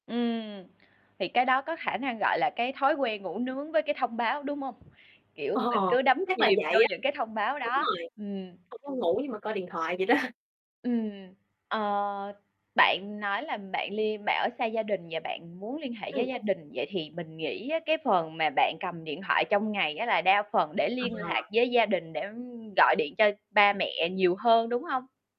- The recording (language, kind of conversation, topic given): Vietnamese, podcast, Bạn có thể kể về thói quen dùng điện thoại hằng ngày của mình không?
- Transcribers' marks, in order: static; laughing while speaking: "Ờ"; distorted speech; laughing while speaking: "đó"